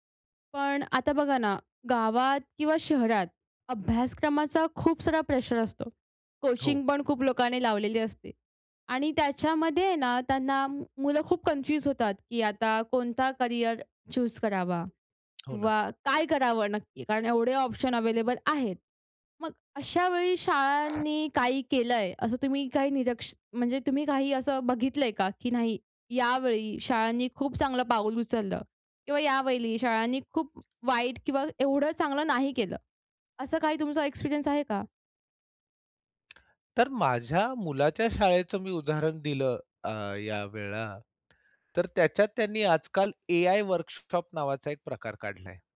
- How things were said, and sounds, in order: other background noise; in English: "कोचिंग"; in English: "कन्फ्यूज"; in English: "चूज"; in English: "ऑप्शन अवेलेबल"; in English: "एक्सपिरियन्स"
- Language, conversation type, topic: Marathi, podcast, शाळांमध्ये करिअर मार्गदर्शन पुरेसे दिले जाते का?